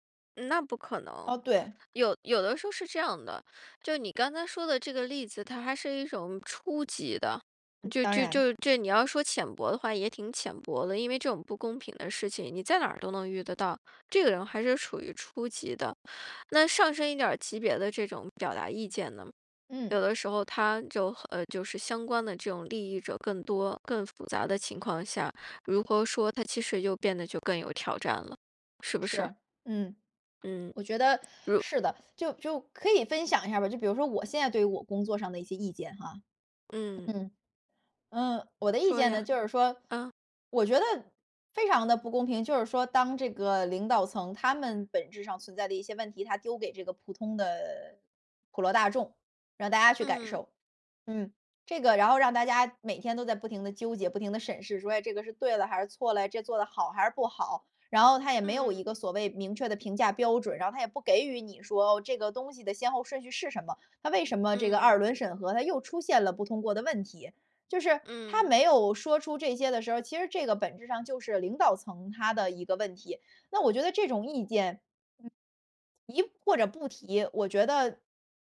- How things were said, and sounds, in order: tapping
- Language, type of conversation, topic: Chinese, podcast, 怎么在工作场合表达不同意见而不失礼？